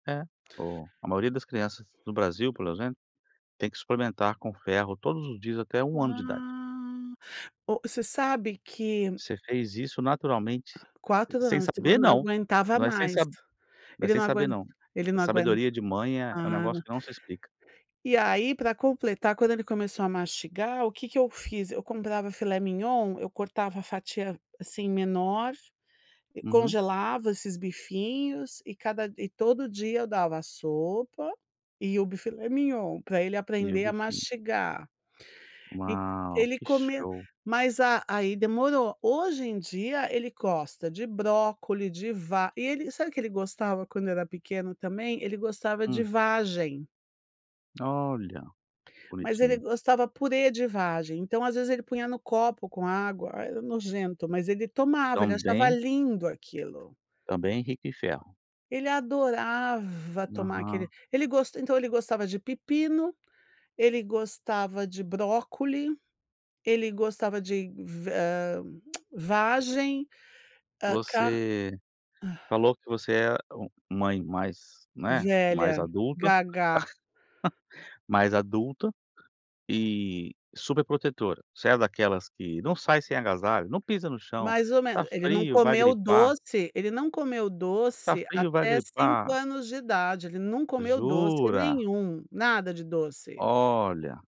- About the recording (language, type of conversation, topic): Portuguese, advice, Como foi a chegada do seu filho e como você está se adaptando às novas responsabilidades familiares?
- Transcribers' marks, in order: other background noise; drawn out: "Ah"; tapping; chuckle